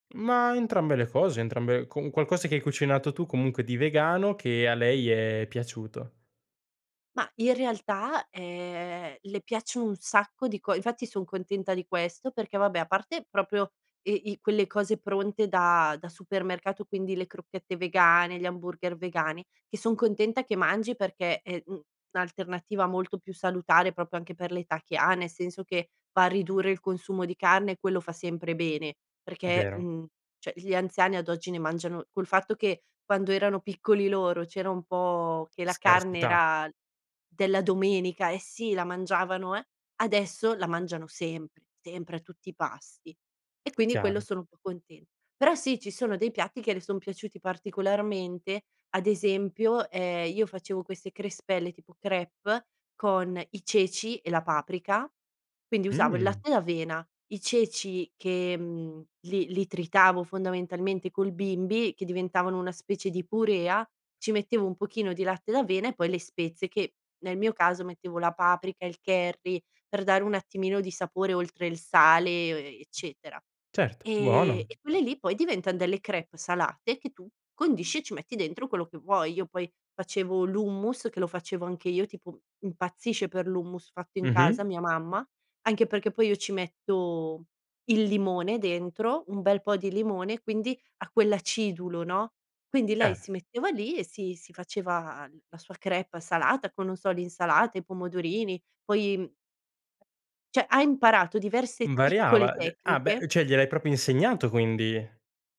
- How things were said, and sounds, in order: other background noise; "cioè" said as "ceh"; "cioè" said as "ceh"; "cioè" said as "geh"; "cioè" said as "ceh"
- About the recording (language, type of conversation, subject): Italian, podcast, Come posso far convivere gusti diversi a tavola senza litigare?